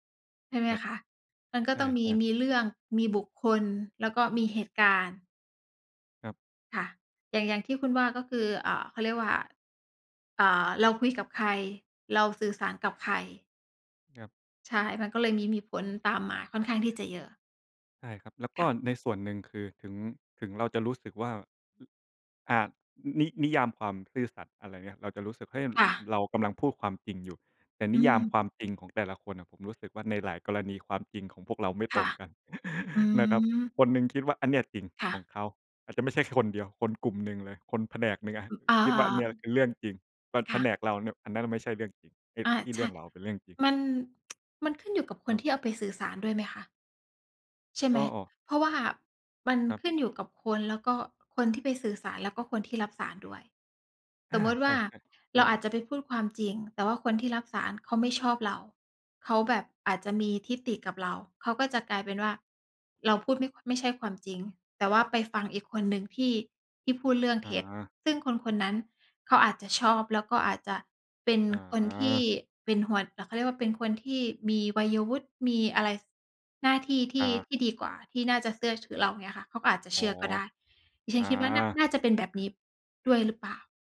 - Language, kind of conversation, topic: Thai, unstructured, เมื่อไหร่ที่คุณคิดว่าความซื่อสัตย์เป็นเรื่องยากที่สุด?
- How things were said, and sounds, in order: chuckle; tapping; tsk